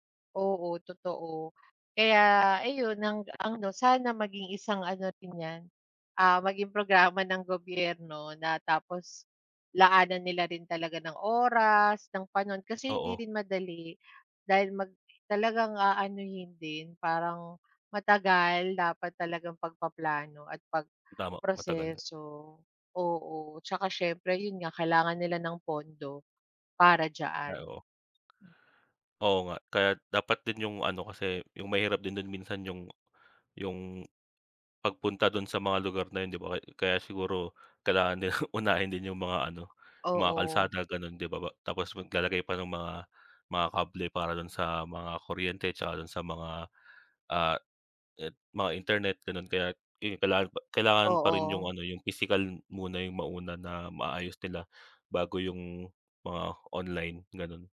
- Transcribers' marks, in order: other background noise; tapping; chuckle
- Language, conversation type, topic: Filipino, unstructured, Paano mo nakikita ang magiging kinabukasan ng teknolohiya sa Pilipinas?